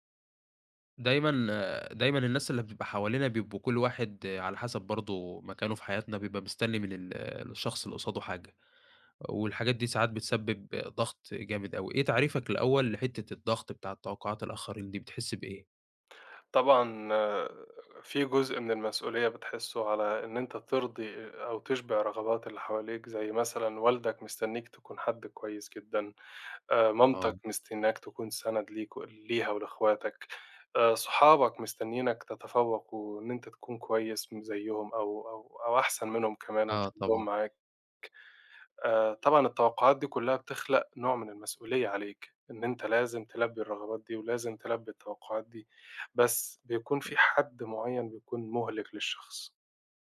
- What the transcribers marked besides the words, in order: tapping
- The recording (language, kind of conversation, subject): Arabic, podcast, إزاي بتتعامل مع ضغط توقعات الناس منك؟